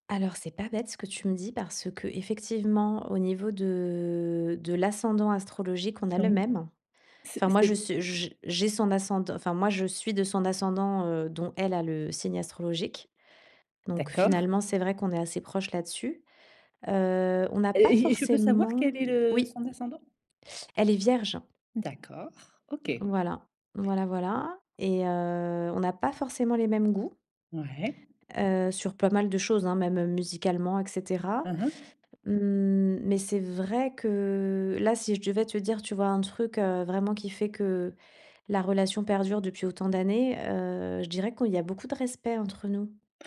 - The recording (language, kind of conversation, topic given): French, podcast, Peux-tu raconter une amitié née pendant un voyage ?
- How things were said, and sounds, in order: drawn out: "de"; tapping